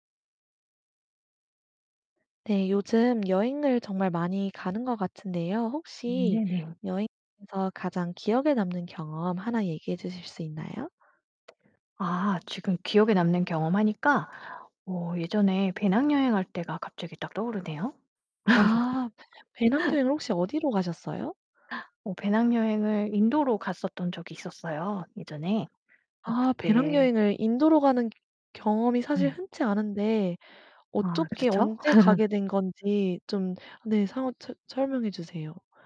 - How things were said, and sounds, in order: other background noise; distorted speech; laugh; laugh
- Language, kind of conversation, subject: Korean, podcast, 여행 중 가장 기억에 남는 경험을 하나 들려주실 수 있나요?